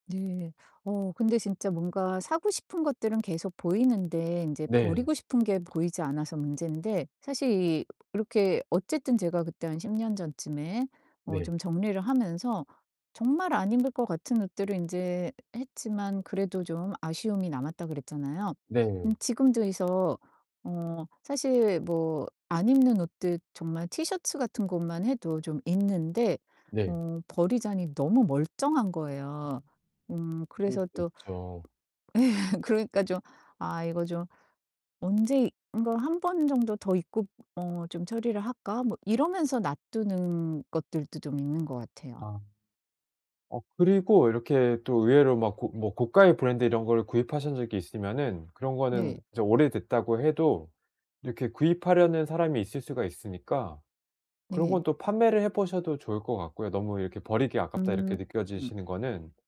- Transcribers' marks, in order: distorted speech; tapping; laughing while speaking: "예"
- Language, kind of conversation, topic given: Korean, advice, 집 안 물건 정리를 어디서부터 시작해야 하고, 기본 원칙은 무엇인가요?
- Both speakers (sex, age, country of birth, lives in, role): female, 50-54, South Korea, United States, user; male, 40-44, South Korea, South Korea, advisor